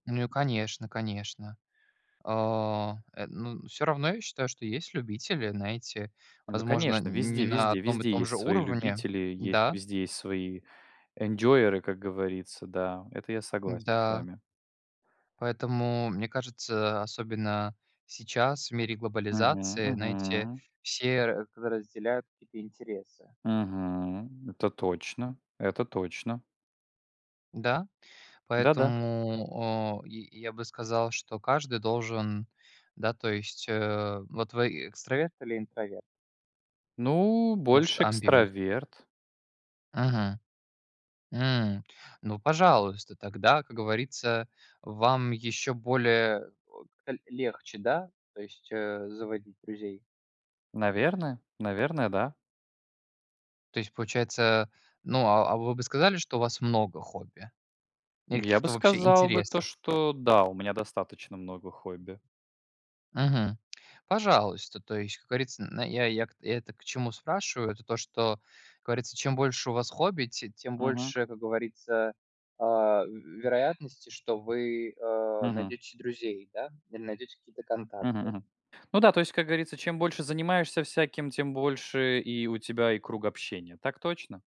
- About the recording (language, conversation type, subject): Russian, unstructured, Как хобби помогает заводить новых друзей?
- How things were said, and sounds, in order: in English: "энджойеры"; other background noise